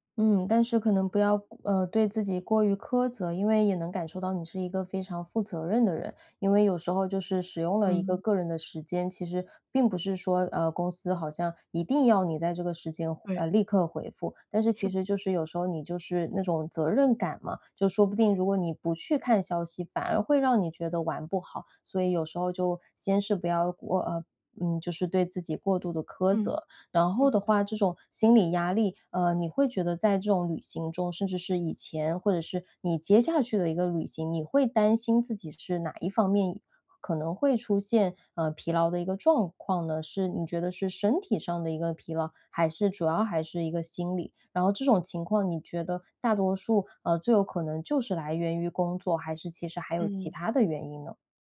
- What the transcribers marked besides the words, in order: other background noise
- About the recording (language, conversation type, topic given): Chinese, advice, 旅行中如何减压并保持身心健康？